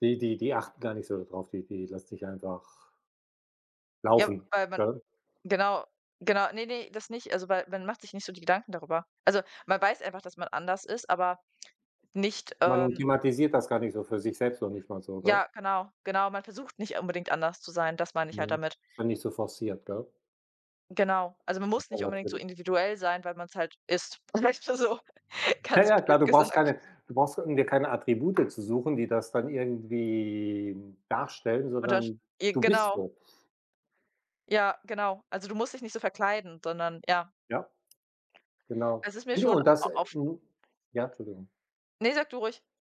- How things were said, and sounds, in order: other background noise; laughing while speaking: "vielleicht mal so"; chuckle; laughing while speaking: "gesagt"; tapping
- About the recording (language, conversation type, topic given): German, unstructured, Welche Filme haben dich emotional bewegt?